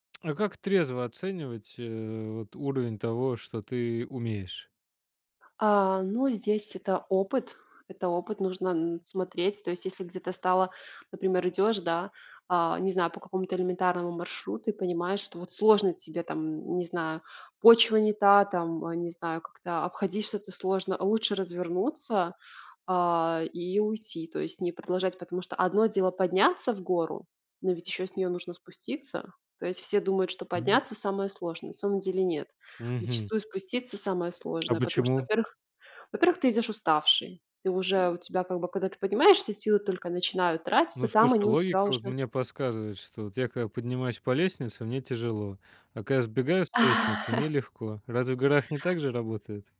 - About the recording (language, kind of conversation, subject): Russian, podcast, Какие планы или мечты у тебя связаны с хобби?
- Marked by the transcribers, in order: tapping; laugh